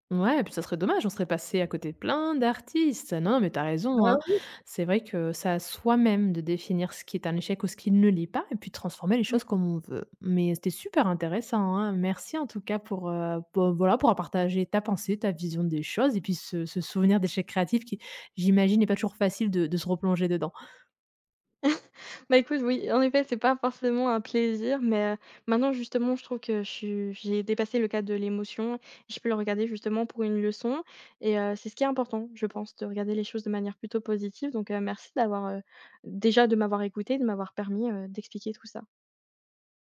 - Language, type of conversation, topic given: French, podcast, Comment transformes-tu un échec créatif en leçon utile ?
- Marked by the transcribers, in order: other background noise; singing: "plein d'artistes"; stressed: "plein d'artistes"; stressed: "Bah oui"; tapping; stressed: "soi-même"; chuckle